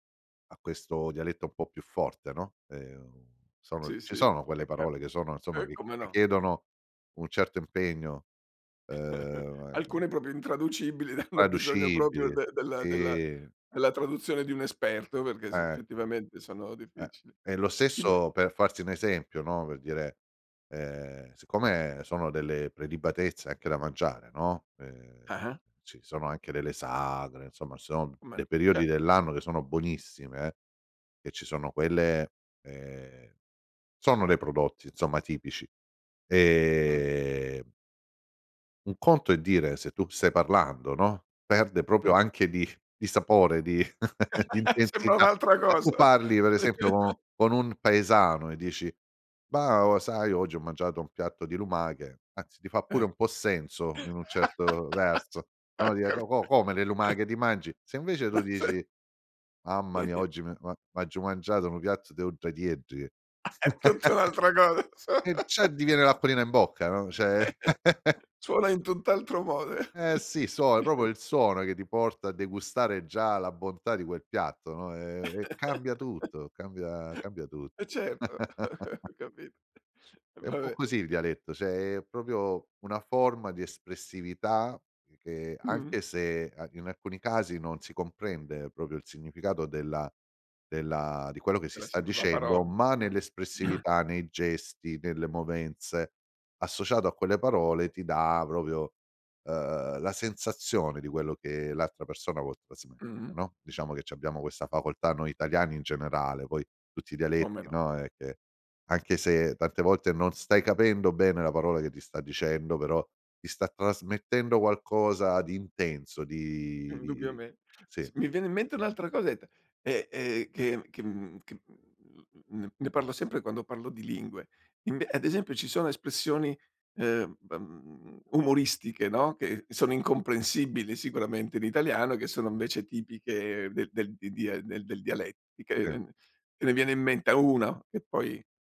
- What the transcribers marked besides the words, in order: "insomma" said as "inzomma"; chuckle; tapping; "proprio" said as "propio"; chuckle; "Intraducibili" said as "Inquaducibili"; "proprio" said as "propio"; "effettivamente" said as "fettivamente"; "insomma" said as "inzomma"; "insomma" said as "inzomma"; "proprio" said as "propio"; chuckle; laugh; chuckle; chuckle; laugh; laughing while speaking: "Ho capi"; chuckle; laughing while speaking: "Ma sei"; giggle; put-on voice: "m'aggiu mangiato nu piatto de uddratieddri"; chuckle; laughing while speaking: "È tutta un'altra cosa"; chuckle; laugh; chuckle; "cioè" said as "ceh"; laugh; other background noise; "proprio" said as "propo"; chuckle; chuckle; chuckle; laughing while speaking: "ho capito"; "Vabbè" said as "Babbè"; "cioè" said as "ceh"; "proprio" said as "propio"; "proprio" said as "propio"; throat clearing; "proprio" said as "propio"
- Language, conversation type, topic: Italian, podcast, Che ruolo ha il dialetto nella tua identità?